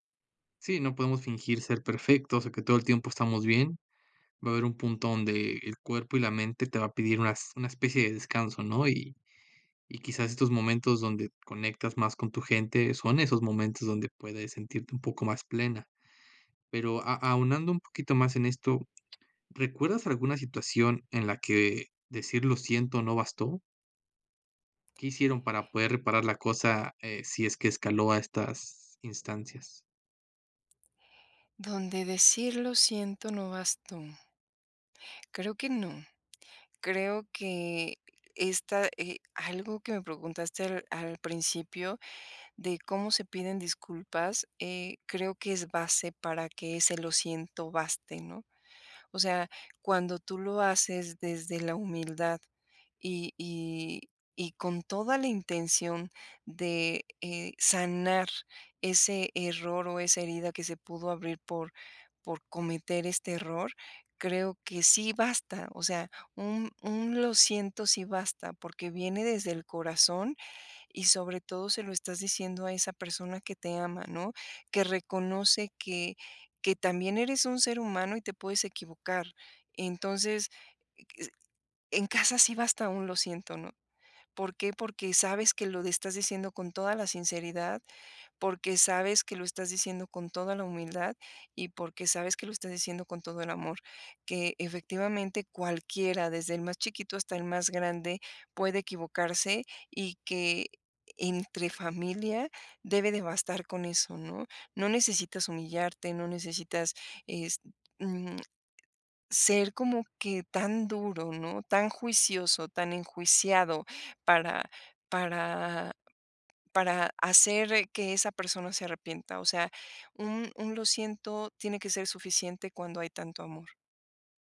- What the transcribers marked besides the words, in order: tapping
- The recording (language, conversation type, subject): Spanish, podcast, ¿Cómo piden disculpas en tu hogar?